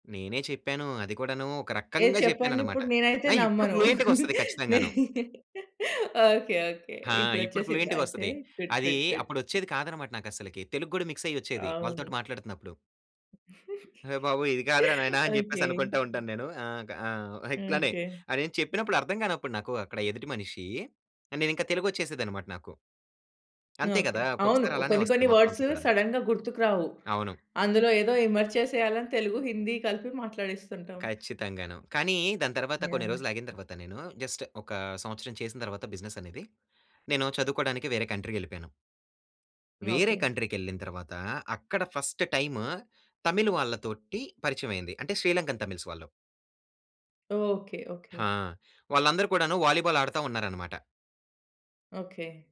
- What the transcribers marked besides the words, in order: stressed: "రకంగా"; laugh; in English: "గుడ్, గుడ్, గుడ్"; in English: "మిక్స్"; chuckle; in English: "సడెన్‌గా"; in English: "ఎమర్జ్"; in English: "జస్ట్"; in English: "బిజినెస్"; in English: "కంట్రీకి"; in English: "కంట్రీ"; in English: "ఫస్ట్ టైమ్"
- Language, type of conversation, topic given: Telugu, podcast, వేరే భాష మాట్లాడే వ్యక్తితో హావభావాల ద్వారా మీరు ఎలా పరిచయం చేసుకున్నారు?